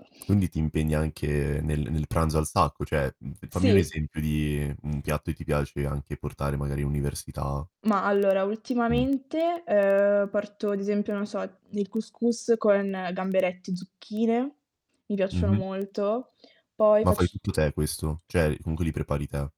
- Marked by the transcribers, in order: "cioè" said as "ceh"; distorted speech; other background noise
- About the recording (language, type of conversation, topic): Italian, podcast, Qual è il ruolo dei pasti in famiglia nella vostra vita quotidiana?
- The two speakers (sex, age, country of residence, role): female, 20-24, Italy, guest; male, 18-19, Italy, host